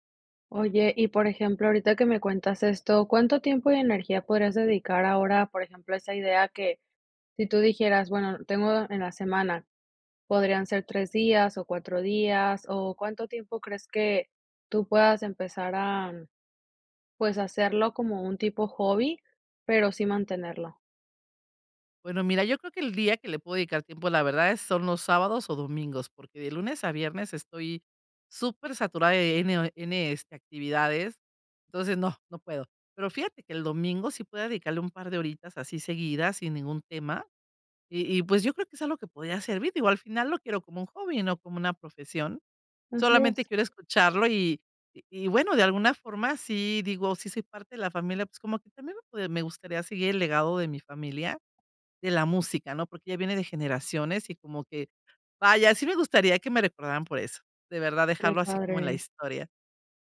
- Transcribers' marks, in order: none
- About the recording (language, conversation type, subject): Spanish, advice, ¿Cómo hace que el perfeccionismo te impida empezar un proyecto creativo?